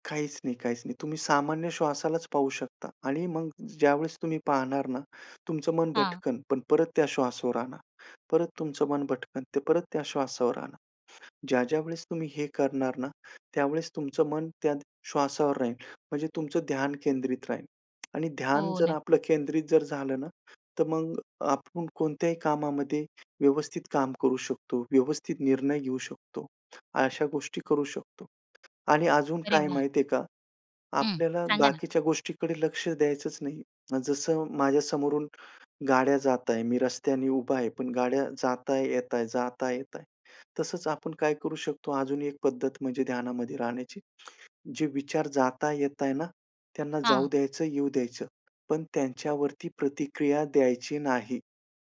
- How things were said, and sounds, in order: tapping; other background noise
- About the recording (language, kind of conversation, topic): Marathi, podcast, ध्यानात सातत्य राखण्याचे उपाय कोणते?